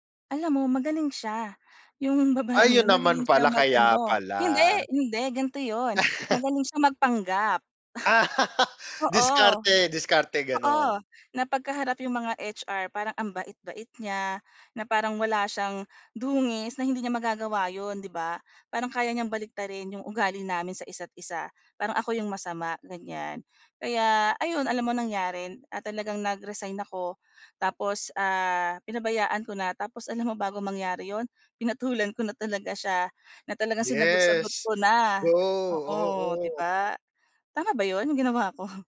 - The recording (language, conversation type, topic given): Filipino, advice, Paano ako magtatakda ng propesyonal na hangganan sa opisina?
- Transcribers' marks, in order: laughing while speaking: "Yung babaeng yun"; laugh; laugh; tapping; laughing while speaking: "yung ginawa ko?"